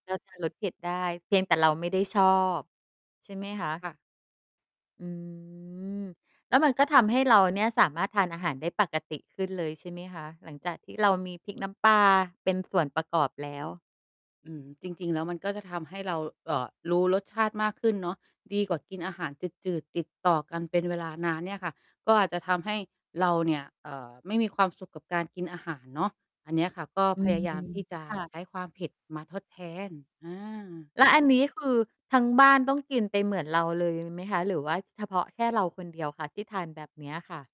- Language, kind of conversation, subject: Thai, podcast, มีวิธีลดน้ำตาลในอาหารแบบง่ายๆ และทำได้จริงไหม?
- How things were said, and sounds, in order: distorted speech